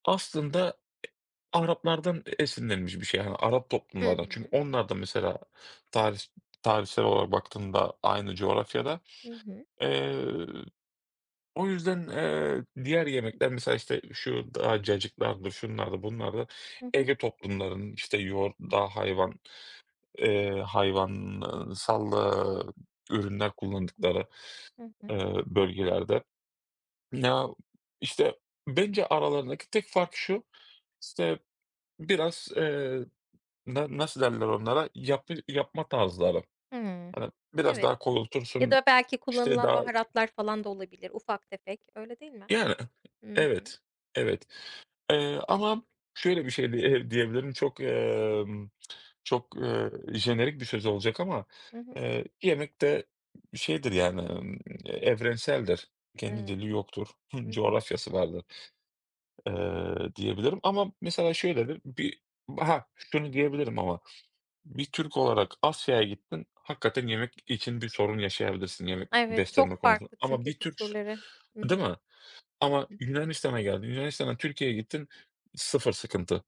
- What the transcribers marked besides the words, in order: other background noise; tapping; chuckle
- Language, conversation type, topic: Turkish, unstructured, Kültür değişimi toplumları nasıl etkiler?